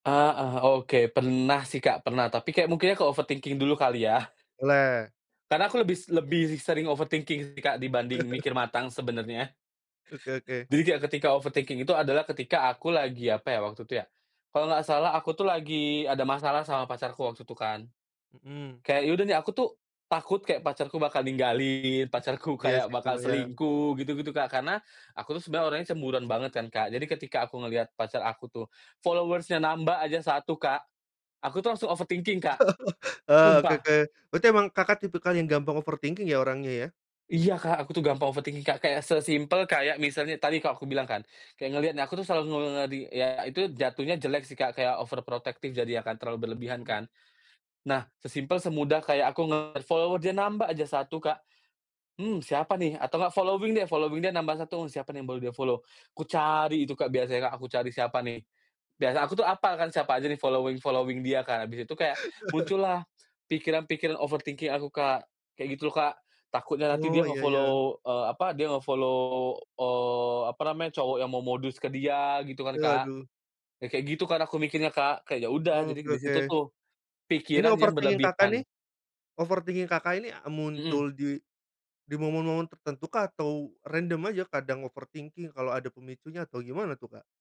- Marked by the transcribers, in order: in English: "overthinking"; in English: "overthinking"; chuckle; in English: "overthinking"; other background noise; in English: "followers-nya"; laugh; in English: "overthinking"; in English: "overthinking"; in English: "overthinking"; in English: "follower"; in English: "following"; in English: "following"; in English: "follow"; laugh; in English: "following following"; in English: "overthinking"; in English: "nge-follow"; in English: "nge-follow"; in English: "overthinking"; in English: "Overthinking"; in English: "overthinking"
- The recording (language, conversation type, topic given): Indonesian, podcast, Menurutmu, apa perbedaan antara berpikir matang dan berpikir berlebihan?